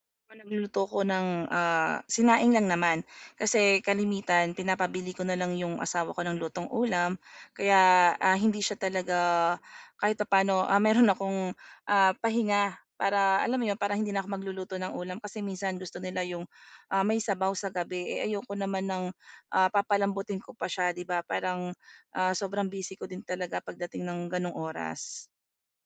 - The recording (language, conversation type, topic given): Filipino, advice, Paano ako makakapagpahinga agad para maibalik ang pokus?
- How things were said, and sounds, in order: none